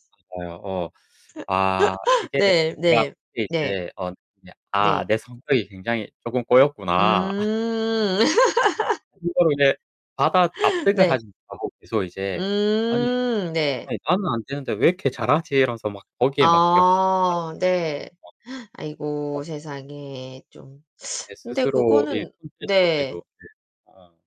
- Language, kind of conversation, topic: Korean, unstructured, 취미를 하면서 질투나 시기심을 느낀 적이 있나요?
- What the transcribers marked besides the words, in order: distorted speech; laugh; laugh; gasp; unintelligible speech; unintelligible speech